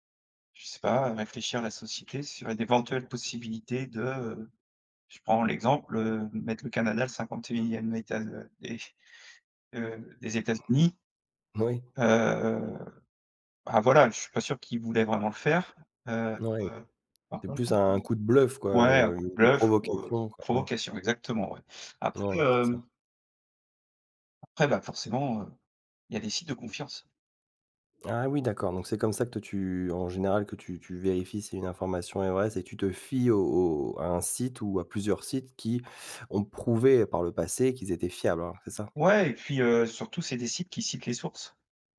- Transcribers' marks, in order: tapping; other background noise; chuckle; drawn out: "Heu"
- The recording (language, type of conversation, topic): French, podcast, Comment vérifier rapidement si une information est vraie ?